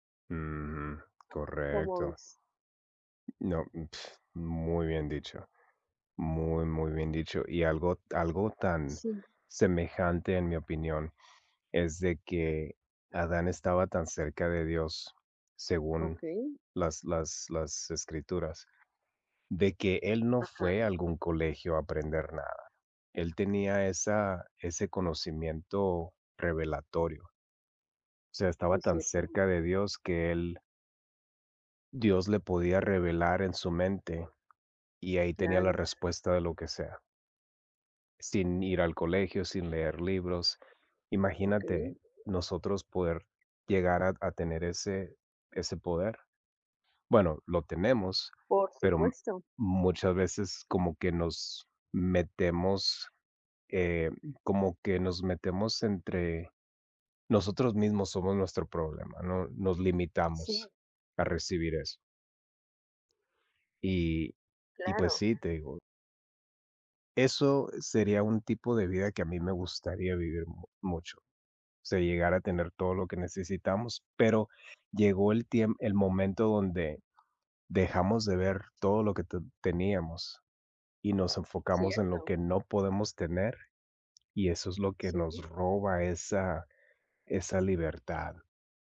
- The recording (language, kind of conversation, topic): Spanish, unstructured, ¿Cuál crees que ha sido el mayor error de la historia?
- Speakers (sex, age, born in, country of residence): male, 40-44, United States, United States; other, 30-34, Mexico, Mexico
- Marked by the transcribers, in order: tapping; lip trill